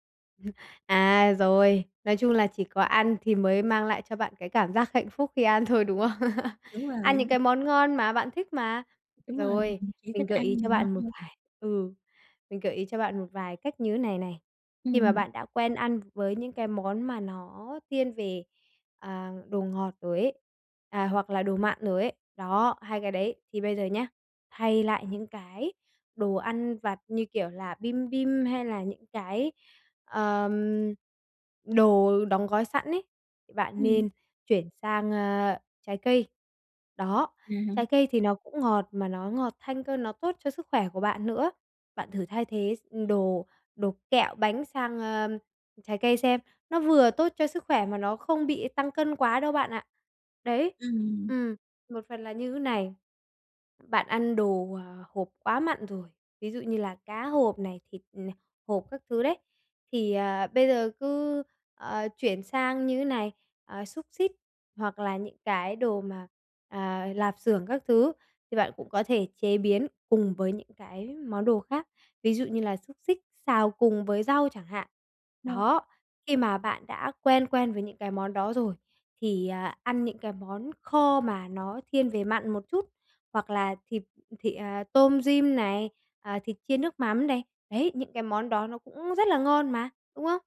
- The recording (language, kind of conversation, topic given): Vietnamese, advice, Làm sao tôi có thể kiểm soát cơn thèm ăn đồ ăn chế biến?
- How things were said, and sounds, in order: chuckle; laughing while speaking: "không?"; laugh; other background noise; unintelligible speech